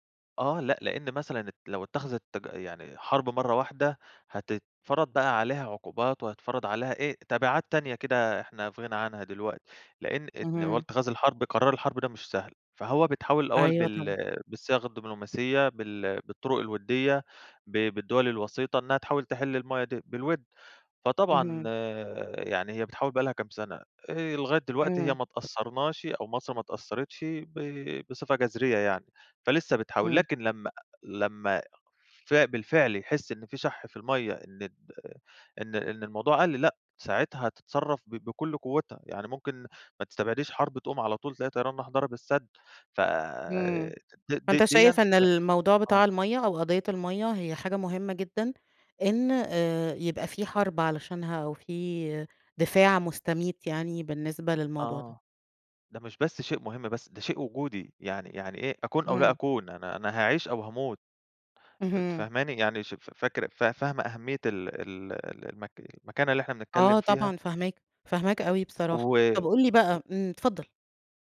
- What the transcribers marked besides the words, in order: none
- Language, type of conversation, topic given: Arabic, podcast, ليه الميه بقت قضية كبيرة النهارده في رأيك؟